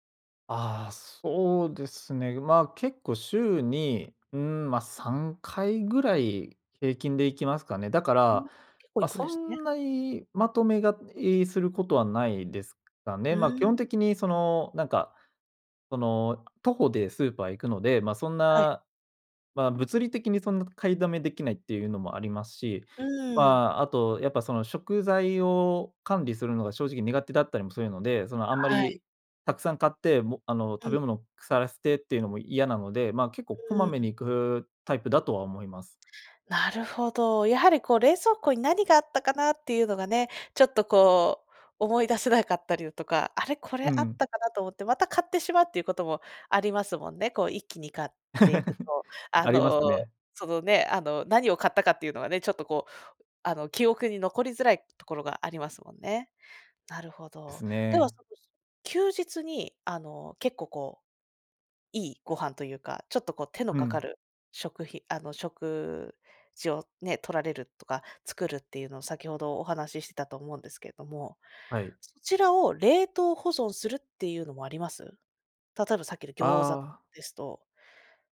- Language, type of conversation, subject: Japanese, podcast, 普段、食事の献立はどのように決めていますか？
- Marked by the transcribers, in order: other noise; laugh; other background noise; unintelligible speech